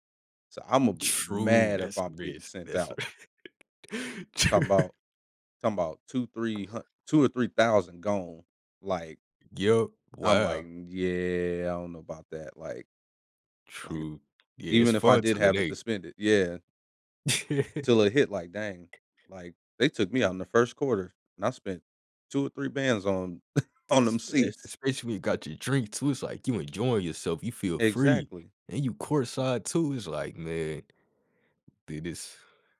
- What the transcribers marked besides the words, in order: laugh; laughing while speaking: "Tr"; tapping; laugh; laugh
- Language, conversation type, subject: English, unstructured, What makes a live event more appealing to you—a sports game or a concert?
- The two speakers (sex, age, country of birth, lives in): male, 20-24, United States, United States; male, 35-39, United States, United States